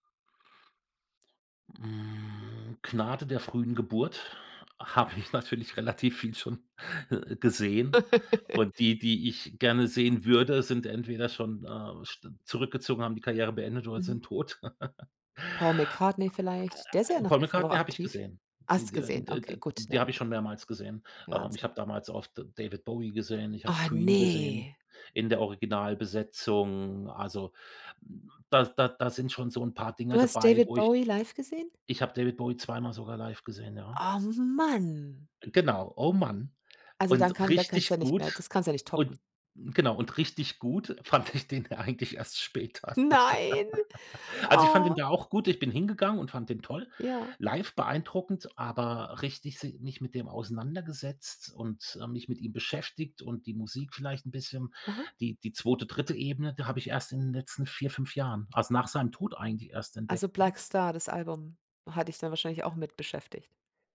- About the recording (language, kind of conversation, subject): German, podcast, Was macht für dich ein unvergessliches Live-Erlebnis aus?
- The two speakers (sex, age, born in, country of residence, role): female, 50-54, Germany, Germany, host; male, 55-59, Germany, Germany, guest
- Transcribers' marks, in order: drawn out: "Mm"; laughing while speaking: "habe ich"; giggle; chuckle; other noise; surprised: "Oh, ne?"; laughing while speaking: "fand ich den eigentlich erst später"; laugh; surprised: "Nein"